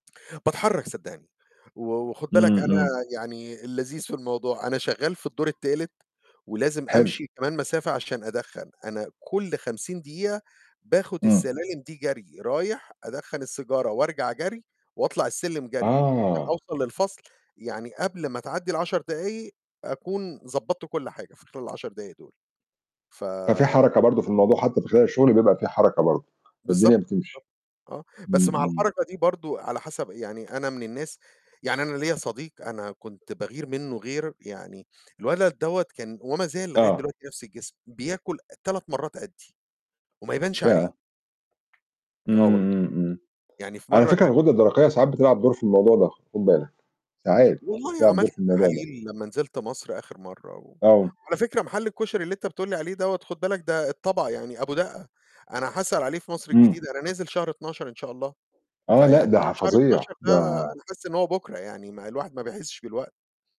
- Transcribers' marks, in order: none
- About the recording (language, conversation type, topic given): Arabic, unstructured, إيه الأكلة اللي بتخليك تحس بالسعادة فورًا؟